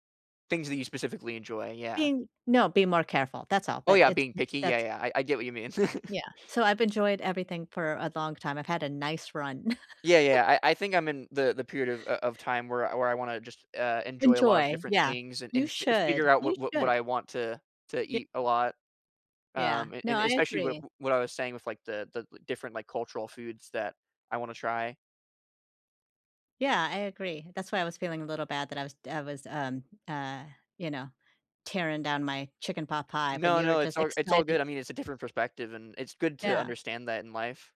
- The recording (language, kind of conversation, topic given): English, unstructured, What is your favorite cozy, healthy comfort meal, and what memories or rituals make it special?
- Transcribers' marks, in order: chuckle; laugh